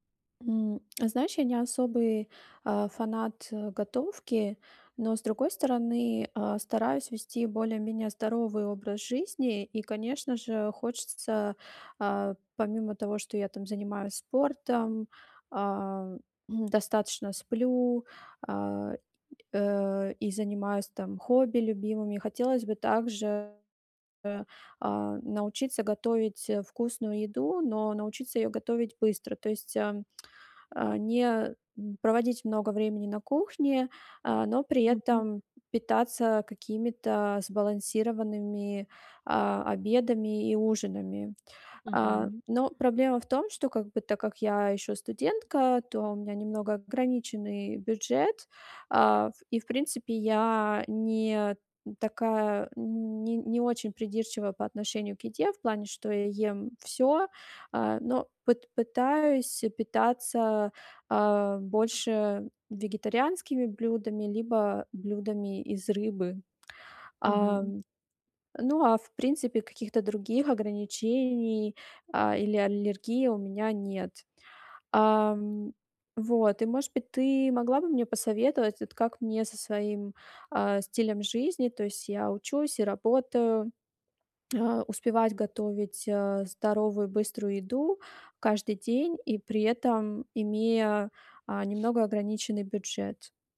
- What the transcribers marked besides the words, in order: throat clearing
- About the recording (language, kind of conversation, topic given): Russian, advice, Как каждый день быстро готовить вкусную и полезную еду?